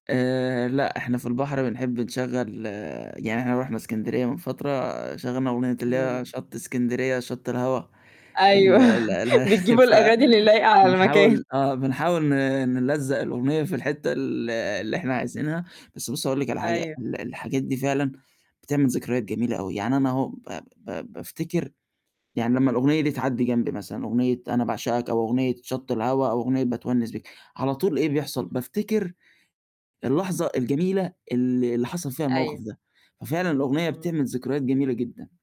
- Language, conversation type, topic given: Arabic, podcast, إيه الأغنية اللي سمعتها مع صحابك ولسه فاكرها لحد دلوقتي؟
- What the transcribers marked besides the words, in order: static; laugh; laughing while speaking: "بتجيبوا الأغاني اللي لايقة على المكان"; laugh; other background noise